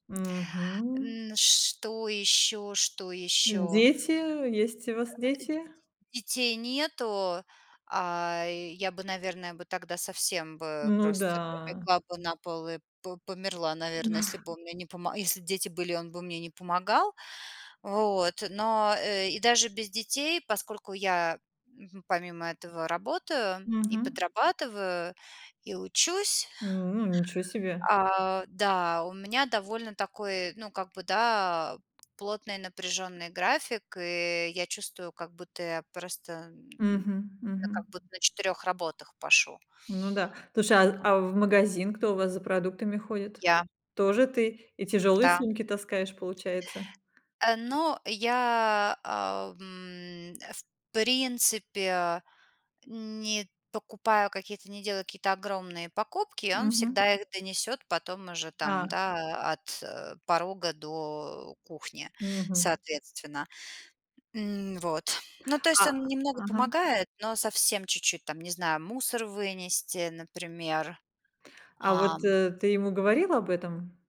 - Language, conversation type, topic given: Russian, advice, Партнёр не участвует в домашних обязанностях и это раздражает
- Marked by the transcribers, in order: tapping; laugh